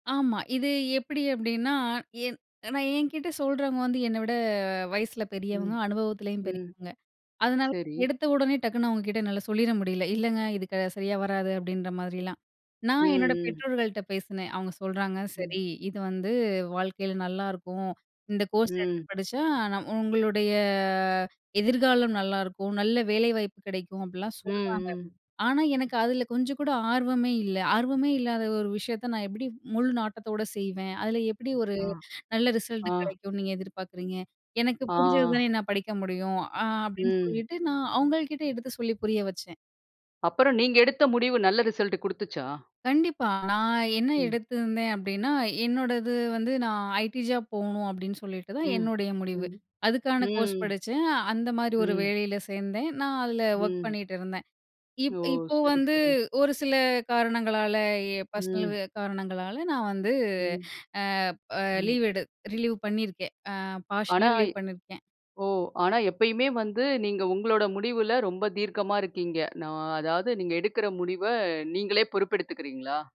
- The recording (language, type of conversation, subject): Tamil, podcast, ஒரு வழிகாட்டியின் கருத்து உங்கள் முடிவுகளைப் பாதிக்கும்போது, அதை உங்கள் சொந்த விருப்பத்துடனும் பொறுப்புடனும் எப்படி சமநிலைப்படுத்திக் கொள்கிறீர்கள்?
- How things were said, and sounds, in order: in English: "பார்ஷியல்லா ரிலீவ்"